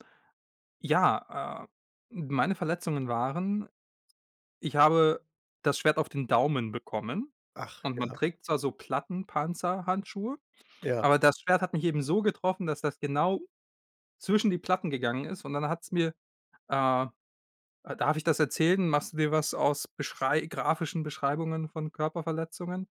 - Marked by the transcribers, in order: none
- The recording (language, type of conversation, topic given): German, podcast, Welches Hobby hast du als Kind geliebt und später wieder für dich entdeckt?